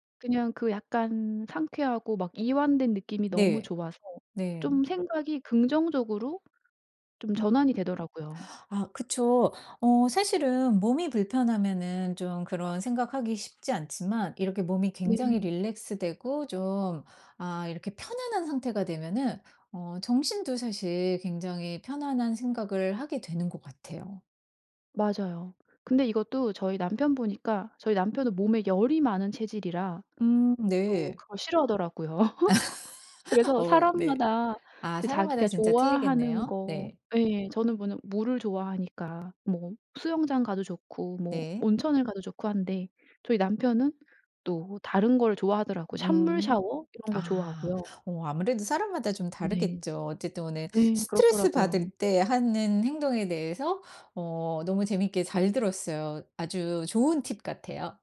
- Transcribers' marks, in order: other background noise; in English: "릴랙스"; tapping; laugh
- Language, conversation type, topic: Korean, podcast, 스트레스를 받을 때 보통 가장 먼저 무엇을 하시나요?